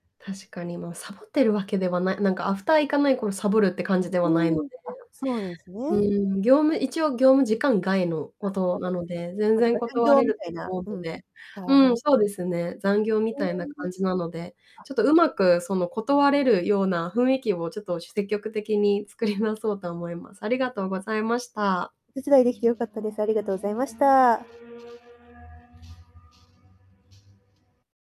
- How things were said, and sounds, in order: distorted speech; static; unintelligible speech; laughing while speaking: "作り直そうと思います"; other street noise
- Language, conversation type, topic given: Japanese, advice, 勤務時間にきちんと区切りをつけるには、何から始めればよいですか？